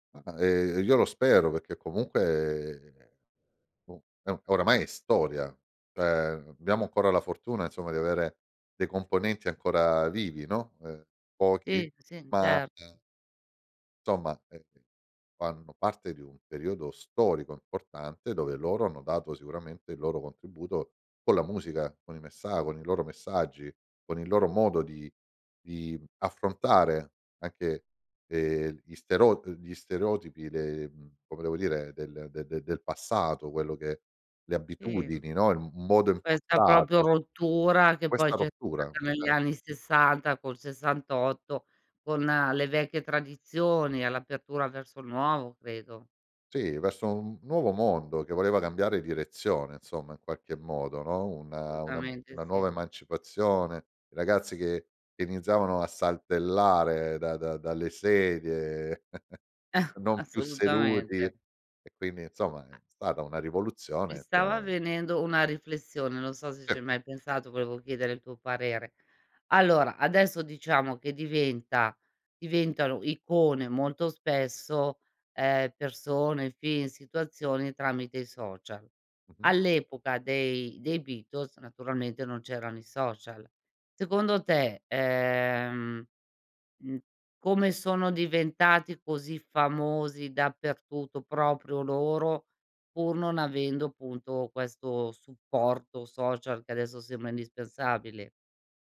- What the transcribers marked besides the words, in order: "Assolutamente" said as "solutamente"; chuckle; laugh; other noise
- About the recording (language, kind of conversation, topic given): Italian, podcast, Secondo te, che cos’è un’icona culturale oggi?
- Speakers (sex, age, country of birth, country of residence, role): female, 55-59, Italy, Italy, host; male, 50-54, Germany, Italy, guest